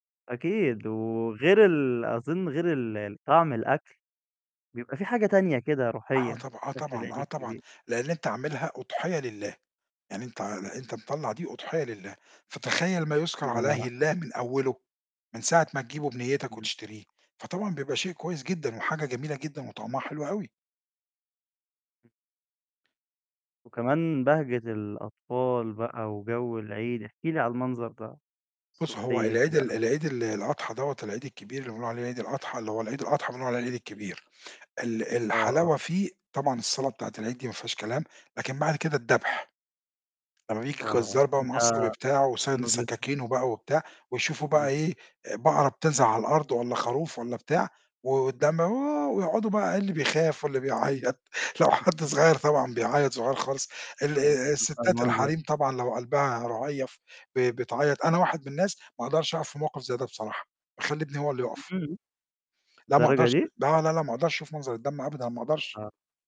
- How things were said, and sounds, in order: tapping; mechanical hum; static; distorted speech; unintelligible speech; laughing while speaking: "واللي بيعيّط"; unintelligible speech
- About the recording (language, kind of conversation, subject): Arabic, podcast, إيه طقوس الاحتفال اللي بتعتز بيها من تراثك؟